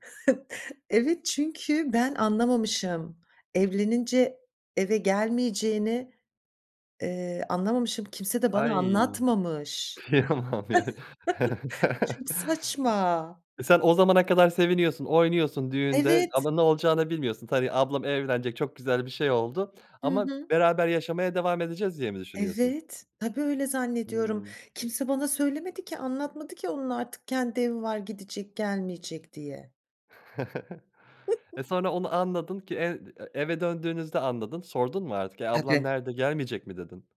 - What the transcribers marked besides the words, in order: chuckle; laughing while speaking: "Kıyamam ya"; chuckle; other background noise; chuckle; chuckle; unintelligible speech
- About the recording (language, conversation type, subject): Turkish, podcast, Çocukluğunuzda aileniz içinde sizi en çok etkileyen an hangisiydi?